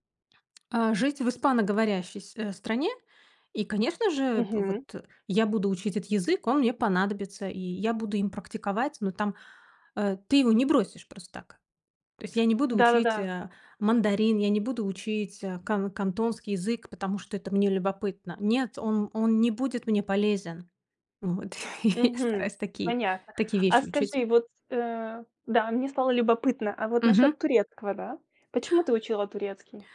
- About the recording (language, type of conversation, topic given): Russian, podcast, Что помогает тебе не бросать новое занятие через неделю?
- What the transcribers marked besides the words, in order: tapping; laughing while speaking: "и я стараюсь такие"